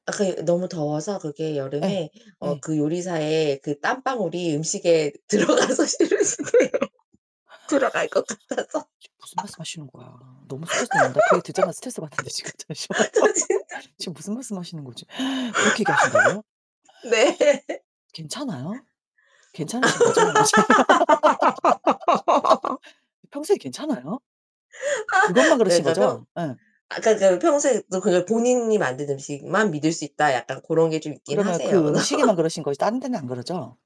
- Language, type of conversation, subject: Korean, unstructured, 음식 때문에 생긴 아픈 기억이 있나요?
- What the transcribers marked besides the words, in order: mechanical hum; laugh; distorted speech; laughing while speaking: "들어가서 싫으시대요. 들어갈 것 같아서. 같아 저 진짜"; other background noise; laugh; laughing while speaking: "받는데 지금 잠시만"; laugh; laughing while speaking: "네"; laugh; gasp; laugh; gasp; laugh; laugh